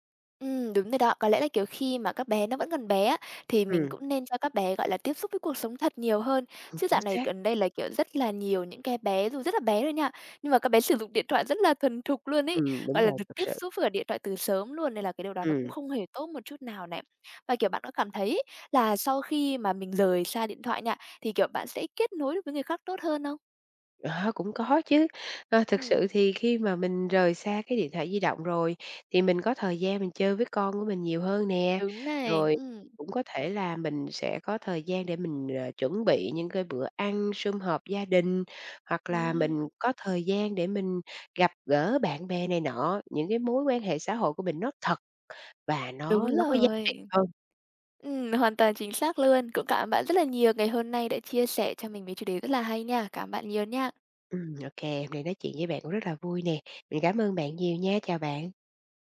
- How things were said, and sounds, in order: other background noise
- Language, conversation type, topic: Vietnamese, podcast, Bạn cân bằng thời gian dùng mạng xã hội với đời sống thực như thế nào?